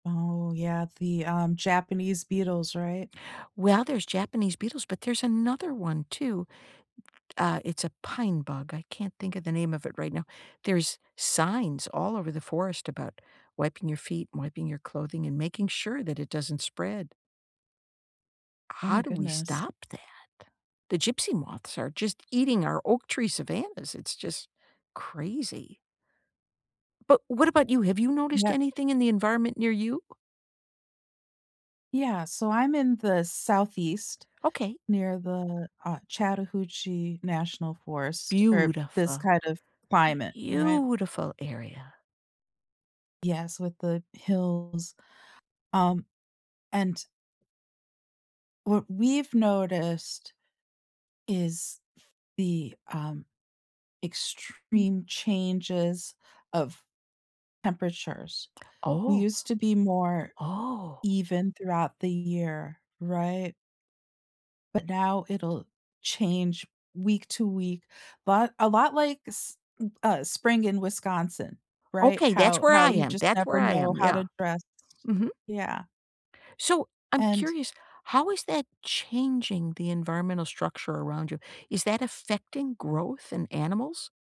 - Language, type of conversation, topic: English, unstructured, What changes have you noticed in the environment around you?
- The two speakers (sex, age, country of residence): female, 45-49, United States; female, 65-69, United States
- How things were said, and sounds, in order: other background noise; tapping